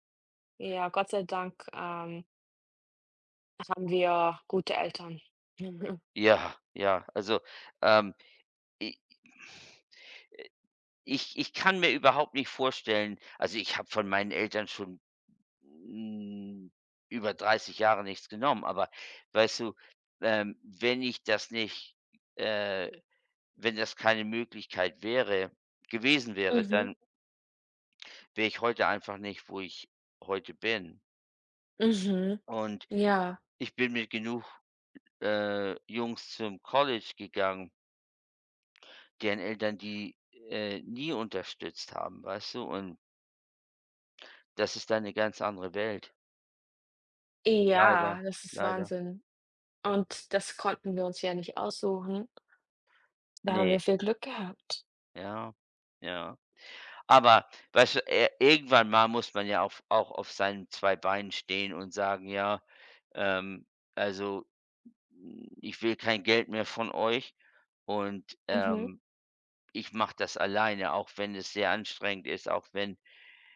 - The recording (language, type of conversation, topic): German, unstructured, Wie entscheidest du, wofür du dein Geld ausgibst?
- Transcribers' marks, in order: chuckle; drawn out: "hm"